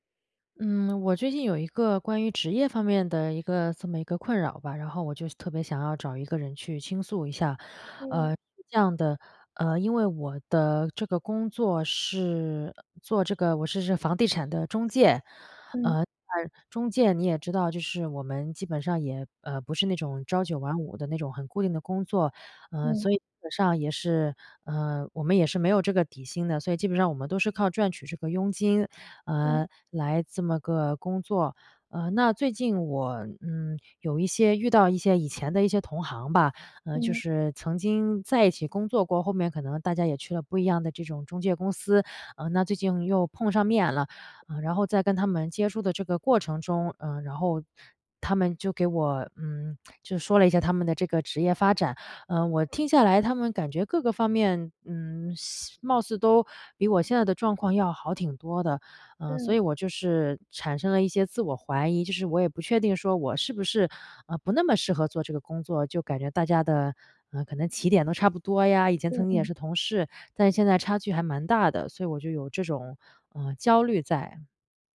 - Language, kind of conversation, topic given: Chinese, advice, 看到同行快速成长时，我为什么会产生自我怀疑和成功焦虑？
- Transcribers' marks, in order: none